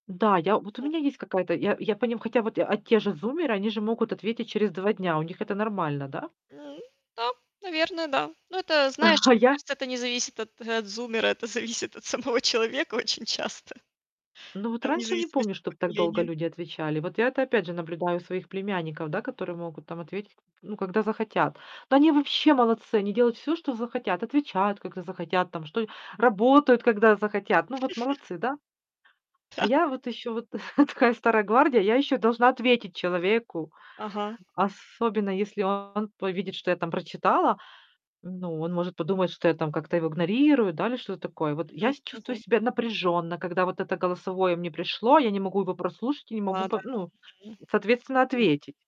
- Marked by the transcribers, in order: distorted speech; static; other noise; laughing while speaking: "А"; laughing while speaking: "зависит от самого человека очень часто"; laugh; laughing while speaking: "Да"; chuckle; tapping
- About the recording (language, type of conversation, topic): Russian, podcast, Как вы реагируете на длинные голосовые сообщения?